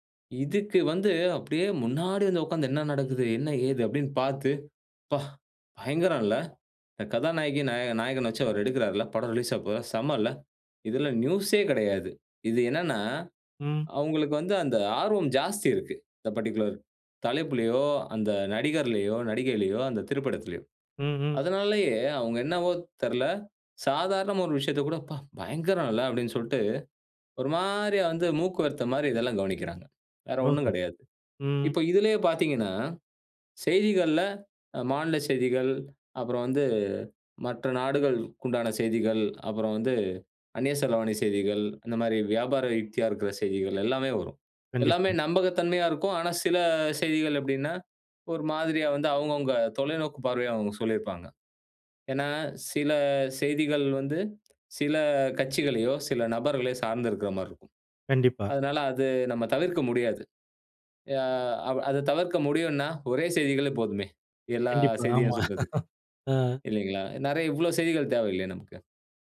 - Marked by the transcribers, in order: horn; surprised: "என்ன நடக்குது? என்ன, ஏது? அப்படீன்னு … ஆவபோவுதா? செம்ம இல்ல"; in English: "பர்ட்டிகுலர்"; other background noise; surprised: "அப்பா! பயங்கரல்ல"; laugh
- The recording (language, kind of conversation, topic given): Tamil, podcast, செய்திகளும் பொழுதுபோக்கும் ஒன்றாக கலந்தால் அது நமக்கு நல்லதா?